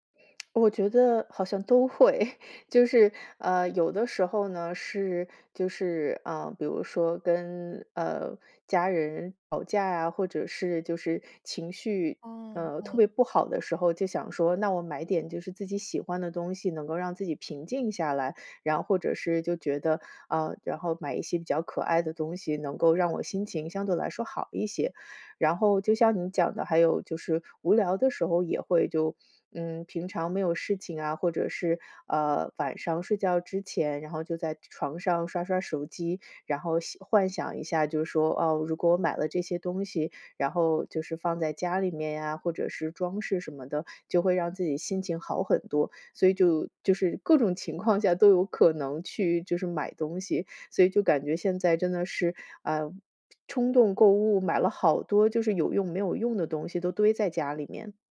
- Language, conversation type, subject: Chinese, advice, 如何识别导致我因情绪波动而冲动购物的情绪触发点？
- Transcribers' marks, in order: laughing while speaking: "会"